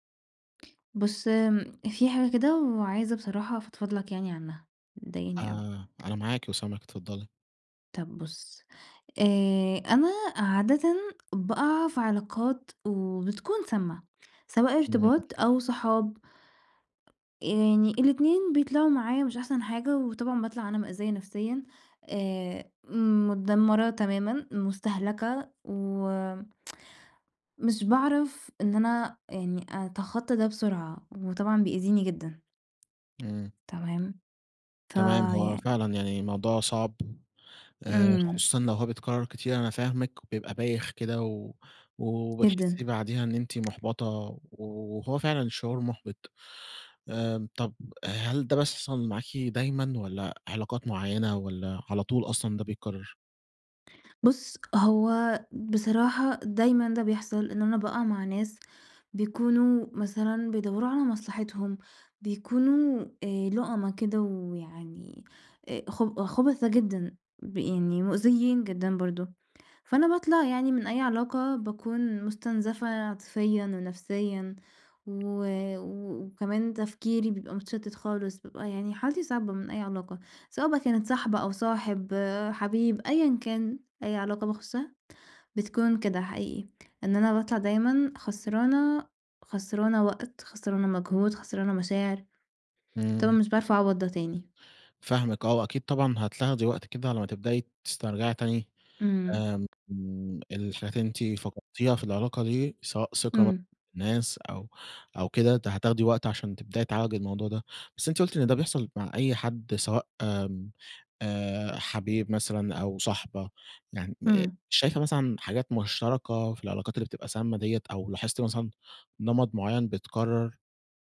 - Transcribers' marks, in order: tapping; unintelligible speech; tsk
- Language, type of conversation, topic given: Arabic, advice, ليه بتلاقيني بتورّط في علاقات مؤذية كتير رغم إني عايز أبطل؟